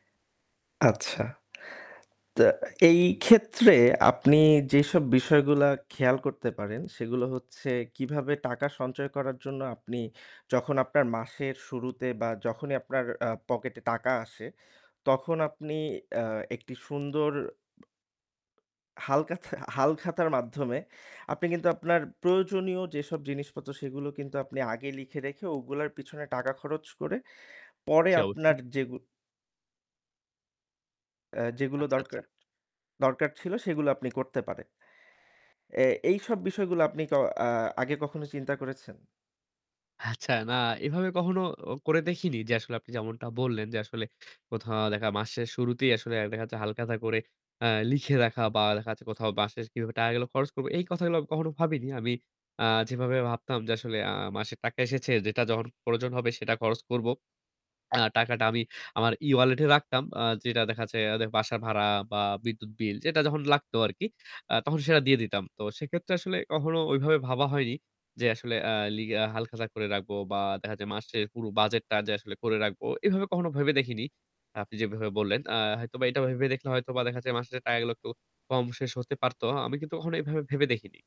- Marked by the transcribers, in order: static; laughing while speaking: "হালকাতা"; "আচ্ছা" said as "হাচ্চা"; "মাসে" said as "বাস"; other background noise
- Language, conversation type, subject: Bengali, advice, মাসের শেষে আপনার টাকাপয়সা কেন শেষ হয়ে যায়?